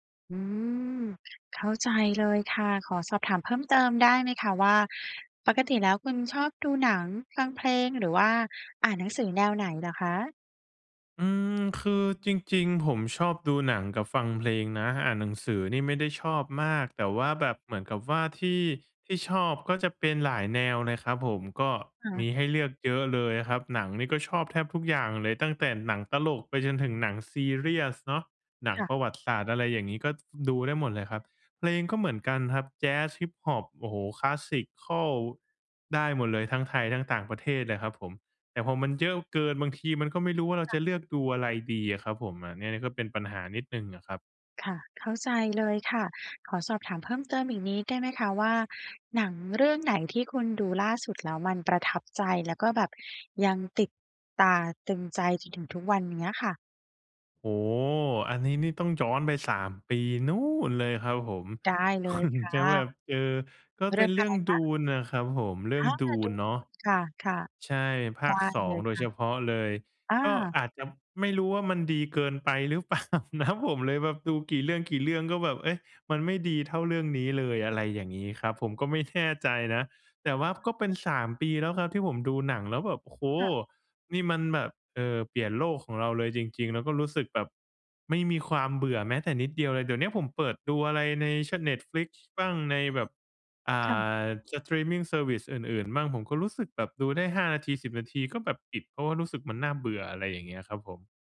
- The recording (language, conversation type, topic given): Thai, advice, คุณรู้สึกเบื่อและไม่รู้จะเลือกดูหรือฟังอะไรดีใช่ไหม?
- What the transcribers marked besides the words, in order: stressed: "นู่น"; chuckle; laughing while speaking: "เปล่านะ"; laughing while speaking: "แน่"; in English: "สตรีมมิงเซอร์วิซ"